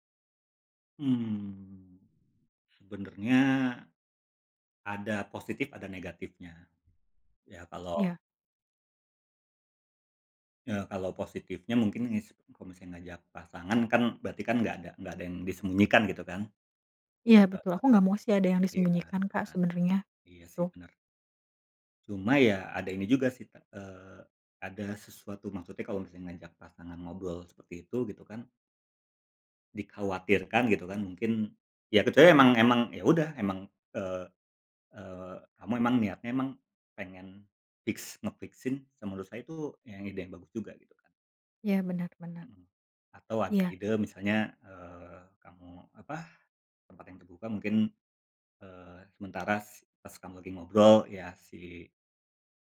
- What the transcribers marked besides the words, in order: in English: "fix nge fix-in"
- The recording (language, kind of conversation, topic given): Indonesian, advice, Bagaimana cara menetapkan batas dengan mantan yang masih sering menghubungi Anda?